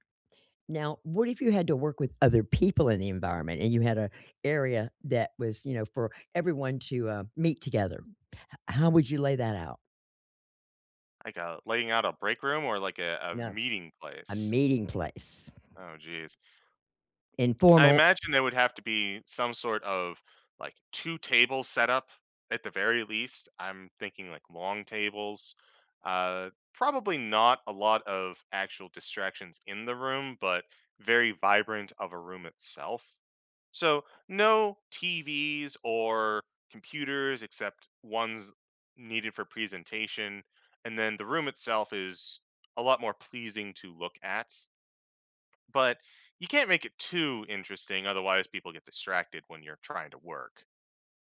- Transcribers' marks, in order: tapping; stressed: "too"
- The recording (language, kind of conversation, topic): English, unstructured, What does your ideal work environment look like?